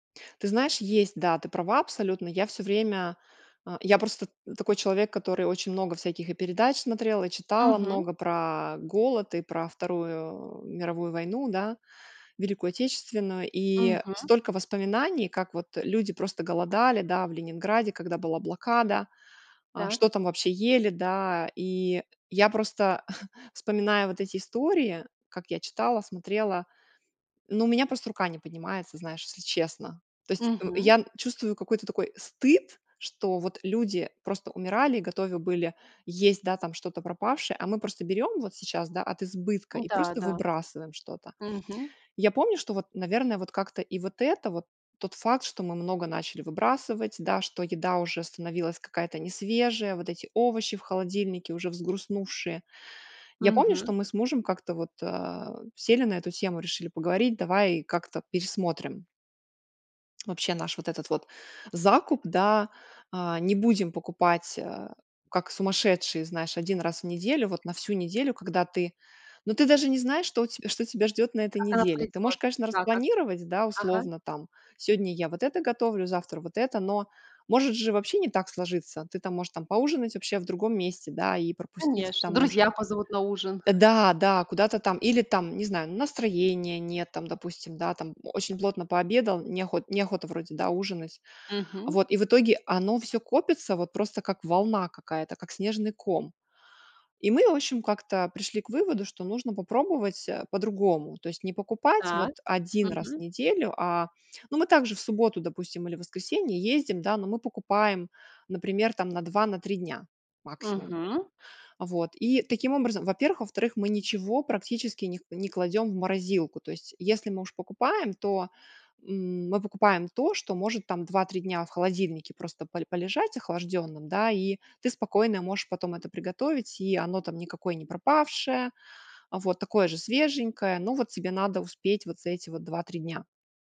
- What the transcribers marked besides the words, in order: chuckle
- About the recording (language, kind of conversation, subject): Russian, podcast, Как уменьшить пищевые отходы в семье?